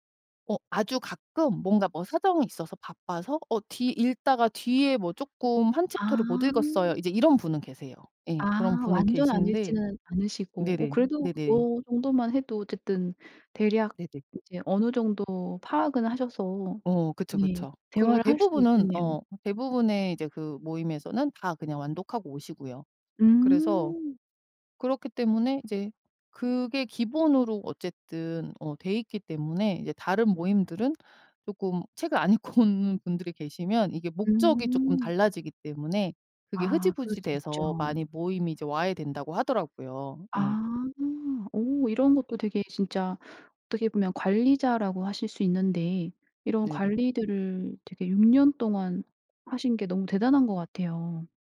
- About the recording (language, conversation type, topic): Korean, podcast, 취미를 통해 새로 만난 사람과의 이야기가 있나요?
- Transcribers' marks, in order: other background noise; tapping; background speech; laughing while speaking: "읽고"